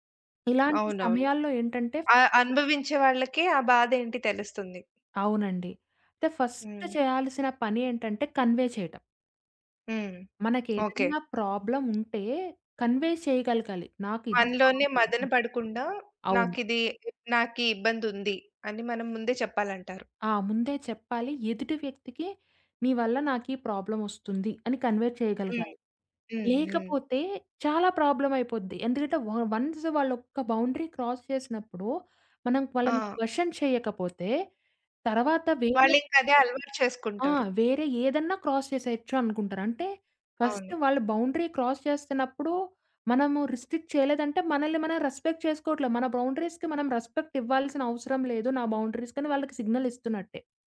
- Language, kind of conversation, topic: Telugu, podcast, ఎవరైనా మీ వ్యక్తిగత సరిహద్దులు దాటితే, మీరు మొదట ఏమి చేస్తారు?
- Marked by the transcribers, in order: other background noise; in English: "ఫస్ట్"; in English: "కన్వే"; in English: "కన్వే"; in English: "ప్రాబ్లమ్"; in English: "కన్వే"; in English: "వన్స్"; in English: "బౌండరీ క్రాస్"; in English: "క్యషన్"; in English: "క్రాస్"; in English: "ఫస్ట్"; in English: "బౌండరీ క్రాస్"; in English: "రిస్ట్రిక్ట్"; in English: "రెస్పెక్ట్"; in English: "బౌండరీస్‌కి"; in English: "రెస్పెక్ట్"; in English: "బౌండరీ‌స్‌కని"